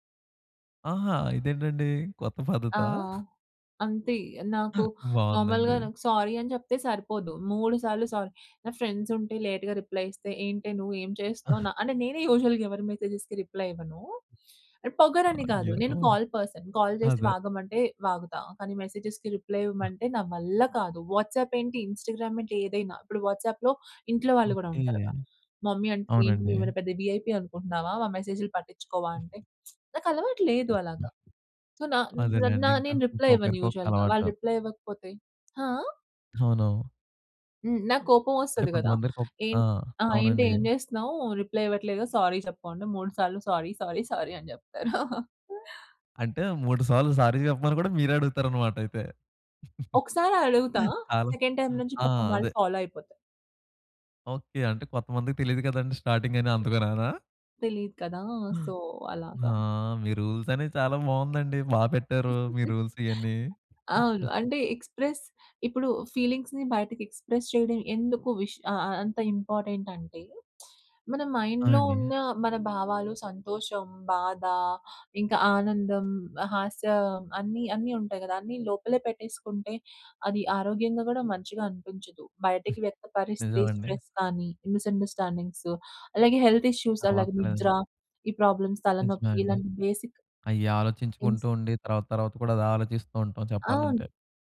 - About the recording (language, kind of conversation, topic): Telugu, podcast, మీ భావాలను మీరు సాధారణంగా ఎలా వ్యక్తపరుస్తారు?
- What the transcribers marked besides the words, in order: chuckle; in English: "నార్మల్‌గా"; in English: "సారీ"; chuckle; in English: "సారీ"; in English: "ఫ్రెండ్స్"; in English: "లేట్‌గా రిప్లై"; chuckle; in English: "యూజువల్‌గా"; in English: "మెసేజెస్‌కి రిప్లై"; in English: "కాల్ పర్సన్. కాల్"; in English: "మెసేజెస్‌కి రిప్లై"; stressed: "వల్ల"; other noise; in English: "వాట్సాప్"; in English: "ఇన్‌స్టాగ్రామ్"; in English: "వాట్సాప్‌లో"; in English: "మమ్మీ"; in English: "విఐపి"; lip smack; in English: "సో"; in English: "రిప్లై"; in English: "యూజువల్‌గా"; in English: "రిప్లై"; in English: "రిప్లై"; in English: "సారీ"; in English: "సారీ, సారీ, సారీ"; chuckle; in English: "సారీ"; in English: "సెకండ్ టైమ్"; chuckle; in English: "ఫాలో"; in English: "స్టార్టింగ్"; in English: "సో"; in English: "రూల్స్"; chuckle; in English: "రూల్స్"; in English: "ఎక్స్‌ప్రెస్"; chuckle; in English: "ఫీలింగ్స్‌ని"; in English: "ఎక్స్‌ప్రెస్"; in English: "ఇంపార్టెంట్"; other background noise; in English: "మైండ్‌లో"; in English: "స్ట్రెస్"; giggle; in English: "మిస్‌అండర్‌స్టాండింగ్స్"; in English: "హెల్త్ ఇష్యూస్"; in English: "ప్రాబ్లమ్స్"; unintelligible speech; in English: "బేసిక్"